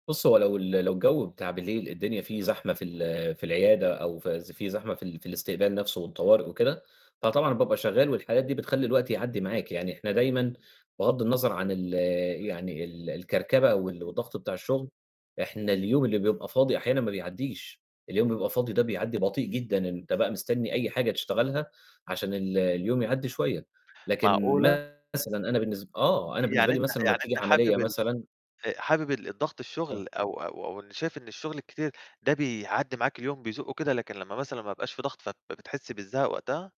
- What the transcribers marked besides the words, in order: other background noise; distorted speech
- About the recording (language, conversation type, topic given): Arabic, podcast, بتعملوا إيه كعادات بسيطة عشان تخلّصوا يومكم بهدوء؟
- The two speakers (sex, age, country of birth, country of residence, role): male, 25-29, Egypt, Greece, host; male, 30-34, Egypt, Egypt, guest